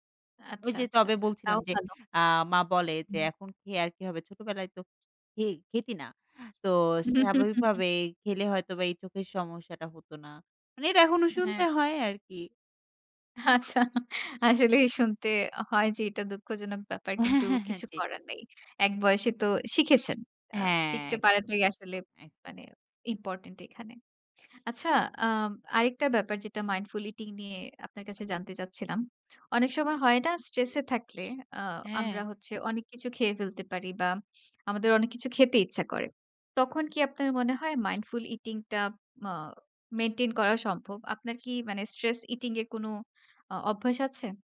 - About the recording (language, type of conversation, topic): Bengali, podcast, মাইন্ডফুল ইটিং কীভাবে আপনার দৈনন্দিন রুটিনে সহজভাবে অন্তর্ভুক্ত করবেন?
- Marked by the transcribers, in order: other background noise; laughing while speaking: "মানে এটা এখনো শুনতে হয় আরকি"; chuckle; laughing while speaking: "আসলে শুনতে"; laughing while speaking: "হ্যাঁ, হ্যাঁ, হ্যাঁ। জি"; lip smack; "মাইন্ডফুলি" said as "মাইন্ডফুল"; "টি" said as "ইটিং"